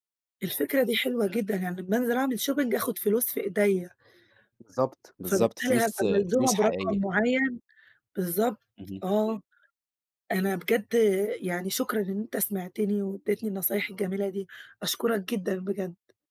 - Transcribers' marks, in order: other background noise; in English: "shopping"
- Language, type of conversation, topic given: Arabic, advice, ليه مش قادر أتخلص من الحاجات المادية اللي عندي؟